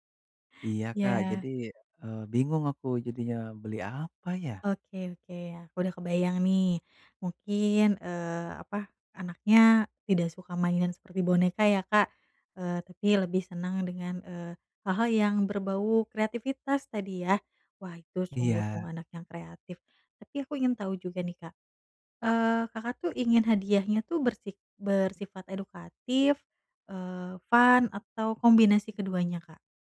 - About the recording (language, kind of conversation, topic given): Indonesian, advice, Bagaimana cara menemukan hadiah yang benar-benar bermakna untuk seseorang?
- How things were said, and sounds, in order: in English: "fun"